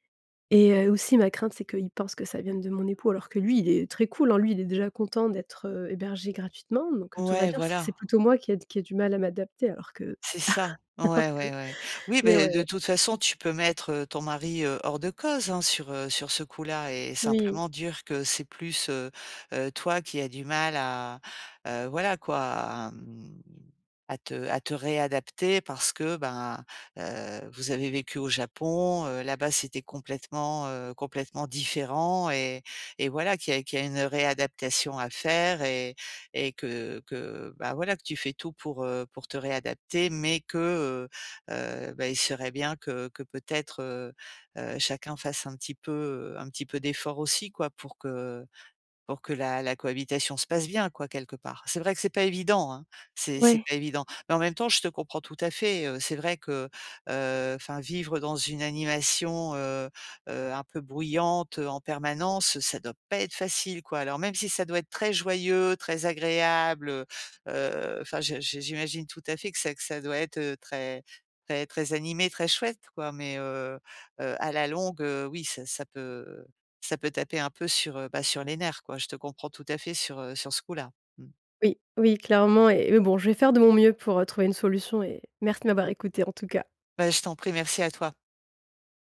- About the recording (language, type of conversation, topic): French, advice, Comment puis-je me détendre à la maison quand je n’y arrive pas ?
- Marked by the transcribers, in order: chuckle